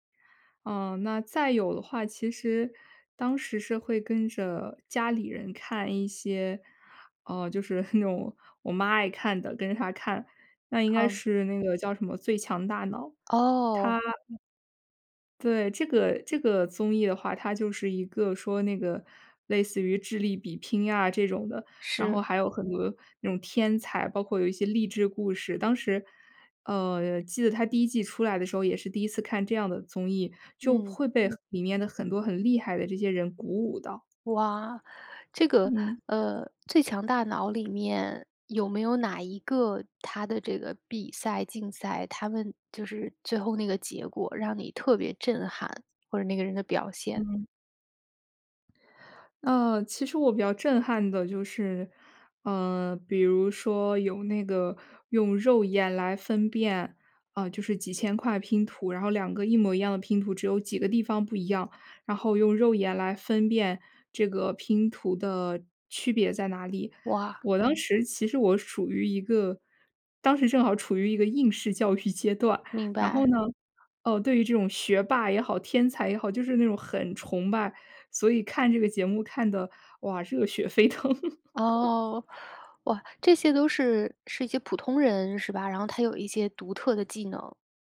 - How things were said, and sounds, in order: laughing while speaking: "那种"; tapping; other noise; other background noise; laughing while speaking: "育"; laughing while speaking: "腾"; chuckle
- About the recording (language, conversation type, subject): Chinese, podcast, 你小时候最爱看的节目是什么？